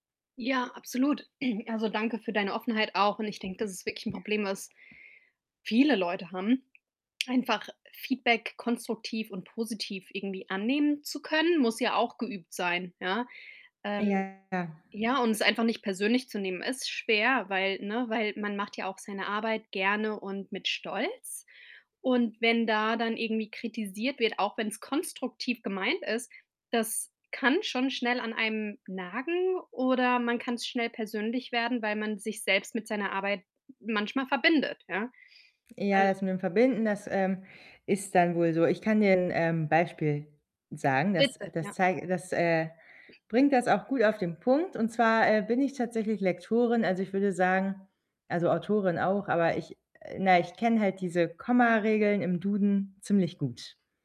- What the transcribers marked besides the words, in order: throat clearing; tapping; distorted speech; other background noise; unintelligible speech
- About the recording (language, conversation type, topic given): German, advice, Wie kann ich Feedback annehmen, ohne mich persönlich verletzt zu fühlen?